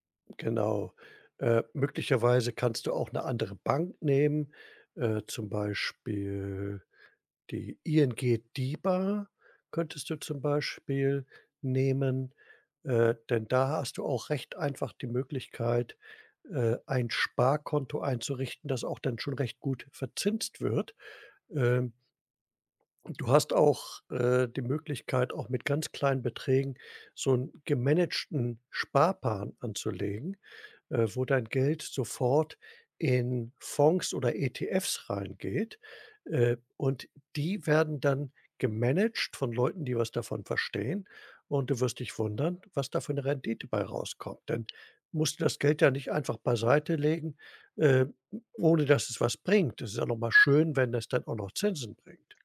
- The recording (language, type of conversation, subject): German, advice, Wie kann ich meine Ausgaben reduzieren, wenn mir dafür die Motivation fehlt?
- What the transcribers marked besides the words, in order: drawn out: "Beispiel"; other background noise; "Sparplan" said as "Sparpan"